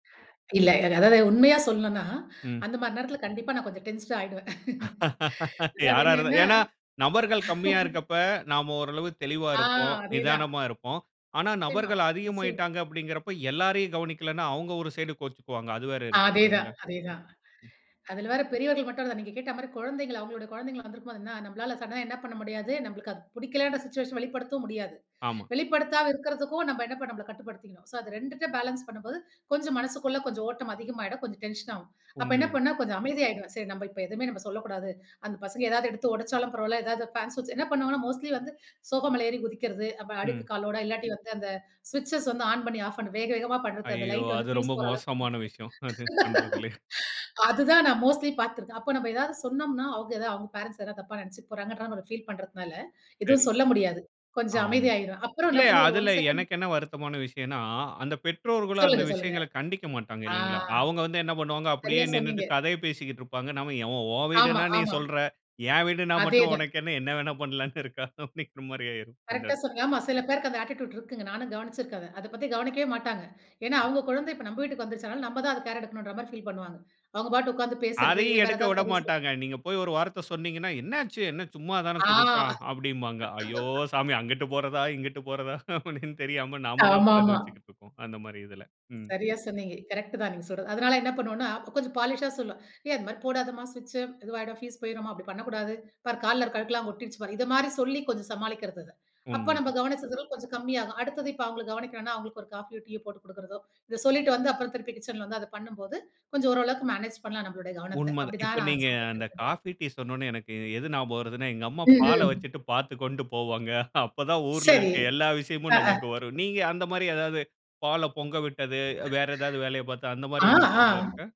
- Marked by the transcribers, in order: other background noise; laugh; in English: "டென்ஷனா"; laugh; drawn out: "ஆ"; "அதேதான்" said as "ஆதேததான்"; "என்னா" said as "னா"; in English: "சடனா"; in English: "சிச்சுவேஷன்"; inhale; in English: "ஸோ"; in English: "பேலன்ஸ்"; in English: "ஃபேன்ஸ் ஸ்விட்ச்"; in English: "மோஸ்ட்லி"; laugh; in English: "மோஸ்ட்லி"; unintelligible speech; in English: "ஒன் செகண்ட்"; laughing while speaking: "என்ன வேணா பண்ணலாம்ன்னு இருக்கா அப்படிங்கிற மாரி ஆயிரும்"; in English: "அட்டிட்யூட்"; giggle; laughing while speaking: "ஐயோ சாமி! அங்கிட்டு போறாதா, இங்கிட்டு போறதா அப்படின்னு தெரியாம நாம தான் பரிதவிச்சுட்டு இருப்போம்"; in English: "பாலிஷா"; in English: "ஸ்விட்ச்"; in English: "ஃபீஸ்"; in English: "மேனேஜ்"; laughing while speaking: "அப்ப தான் ஊருல இருக்க எல்லா விஷயமும் நமக்கு வரும்"; inhale; surprised: "அ, அ"
- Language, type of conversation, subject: Tamil, podcast, வீட்டில் உள்ள கவனச்சிதறல்களை நீங்கள் எப்படிச் சமாளிக்கிறீர்கள்?